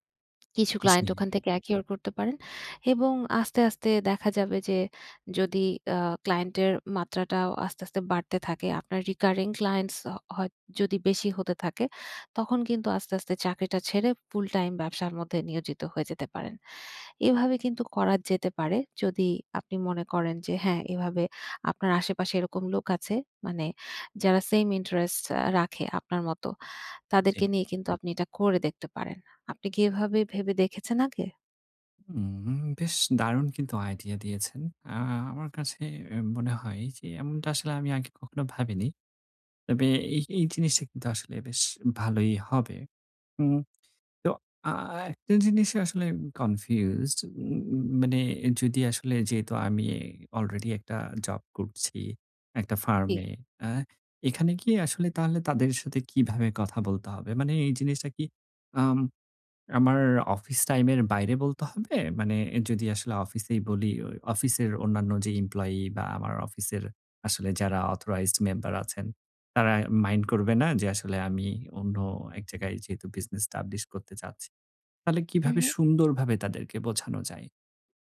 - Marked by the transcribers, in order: in English: "acquire"; in English: "recurring clients"; in English: "অথরাইজড"; in English: "বিজনেস এস্টাবলিশ"
- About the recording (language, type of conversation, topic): Bengali, advice, চাকরি নেওয়া কি ব্যক্তিগত স্বপ্ন ও লক্ষ্য ত্যাগ করার অর্থ?